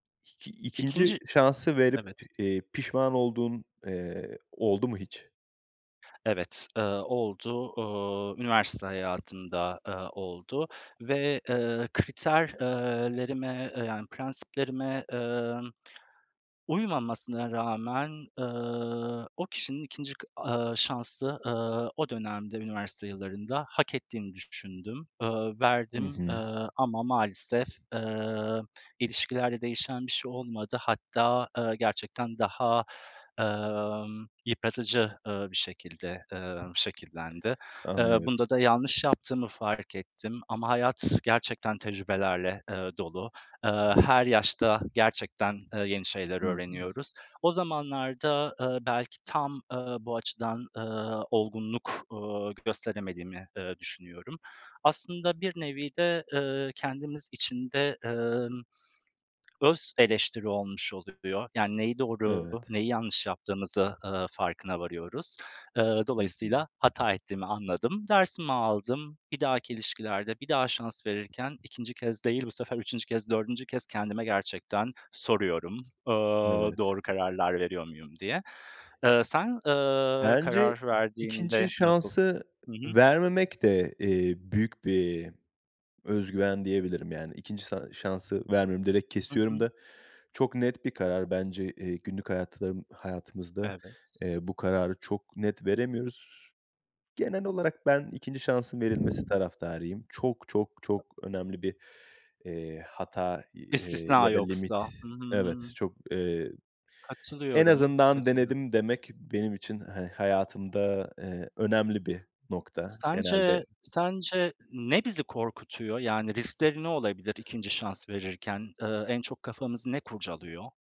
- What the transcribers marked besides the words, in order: other background noise; tapping; unintelligible speech
- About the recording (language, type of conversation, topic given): Turkish, unstructured, Sizce herkes ikinci bir şansı hak ediyor mu?
- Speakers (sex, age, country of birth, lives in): male, 30-34, Turkey, Portugal; male, 35-39, Turkey, Poland